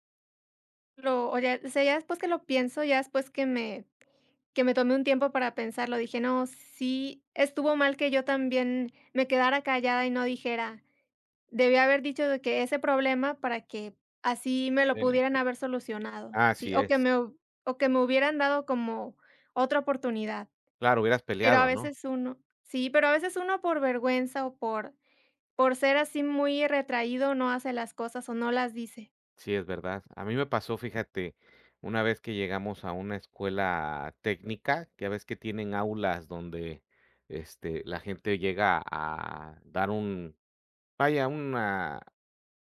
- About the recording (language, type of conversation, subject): Spanish, unstructured, ¿Alguna vez has sentido que la escuela te hizo sentir menos por tus errores?
- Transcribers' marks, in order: other background noise